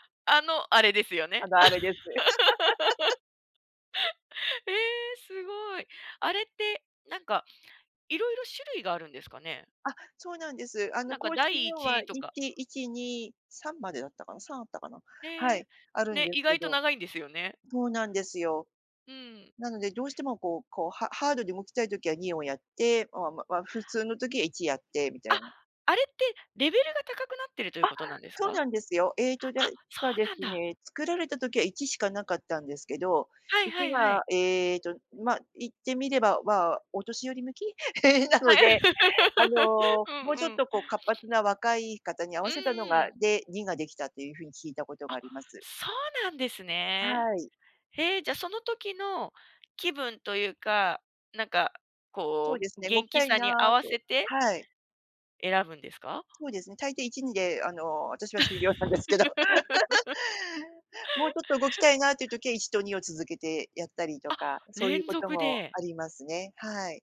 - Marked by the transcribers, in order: laugh; laugh; laughing while speaking: "なので"; laugh; laugh
- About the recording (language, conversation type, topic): Japanese, podcast, 習慣を続けるためのコツはありますか？